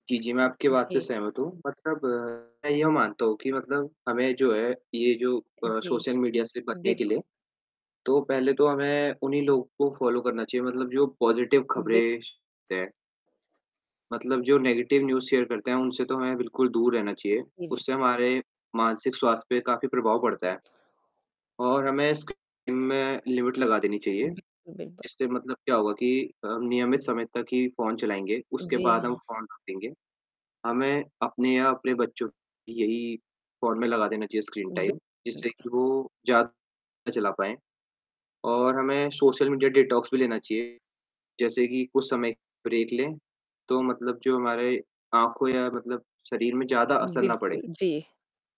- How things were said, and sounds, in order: static; distorted speech; in English: "फॉलो"; in English: "पॉजिटिव"; unintelligible speech; in English: "नेगेटिव न्यूज़ शेयर"; in English: "लिमिट"; in English: "टाइम"; in English: "डिटॉक्स"; in English: "ब्रेक"
- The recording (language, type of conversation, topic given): Hindi, unstructured, क्या सोशल मीडिया से मानसिक स्वास्थ्य प्रभावित होता है?
- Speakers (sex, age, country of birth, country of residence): female, 40-44, India, India; male, 18-19, India, India